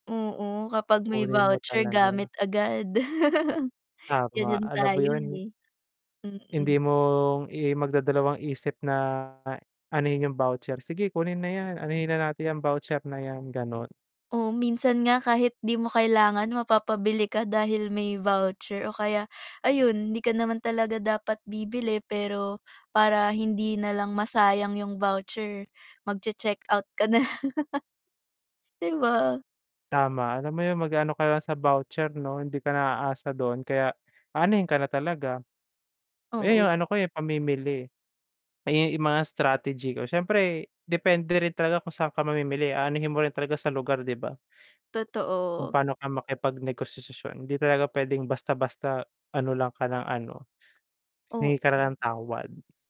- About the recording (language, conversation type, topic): Filipino, unstructured, Paano ka karaniwang nakikipagtawaran sa presyo?
- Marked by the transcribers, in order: chuckle; distorted speech; tapping; laughing while speaking: "na lang"; chuckle; "negosasyon" said as "negosasasyon"